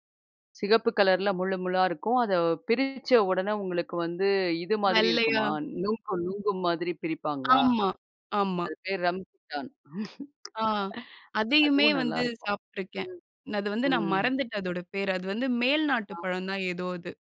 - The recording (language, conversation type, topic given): Tamil, podcast, உங்கள் உடல்நலத்தை மேம்படுத்த தினமும் நீங்கள் பின்பற்றும் பழக்கங்கள் என்ன?
- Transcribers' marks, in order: other noise; laugh; drawn out: "ம்"